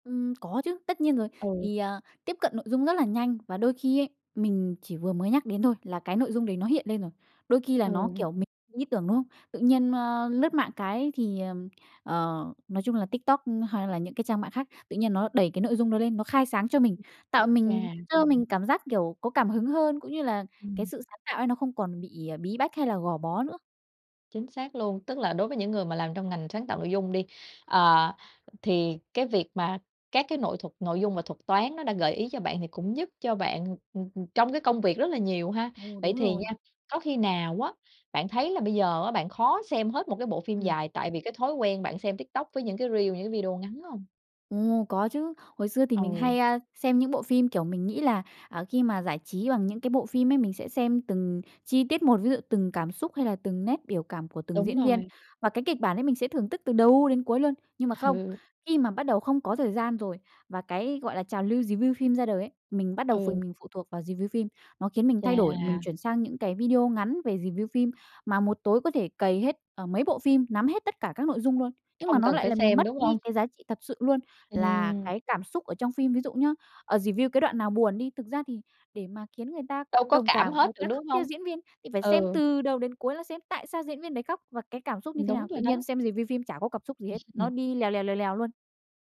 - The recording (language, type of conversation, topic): Vietnamese, podcast, Theo bạn, mạng xã hội đã thay đổi cách chúng ta thưởng thức giải trí như thế nào?
- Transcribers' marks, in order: tapping; other background noise; other noise; in English: "reel"; laughing while speaking: "Hừ"; in English: "review"; in English: "review"; in English: "review"; in English: "review"; in English: "review"; chuckle